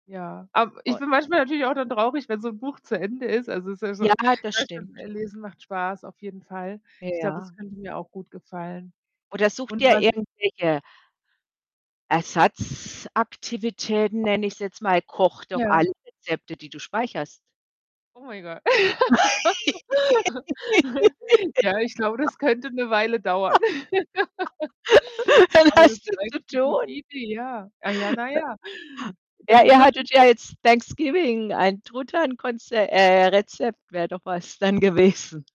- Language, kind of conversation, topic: German, advice, Wie kann ich weniger Zeit am Handy und in sozialen Netzwerken verbringen?
- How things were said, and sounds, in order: static; unintelligible speech; distorted speech; other background noise; laugh; laugh